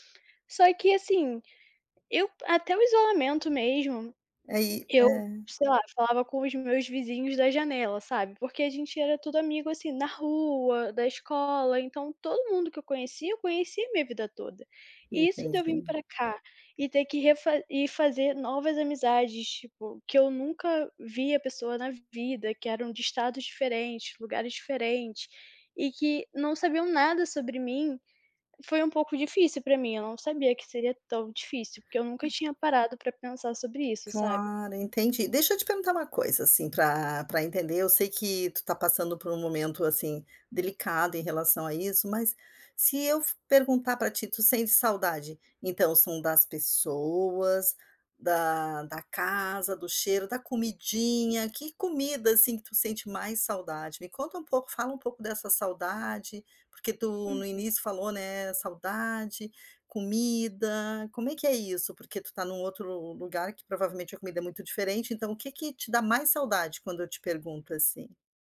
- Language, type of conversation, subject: Portuguese, advice, Como lidar com uma saudade intensa de casa e das comidas tradicionais?
- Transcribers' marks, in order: tapping; other background noise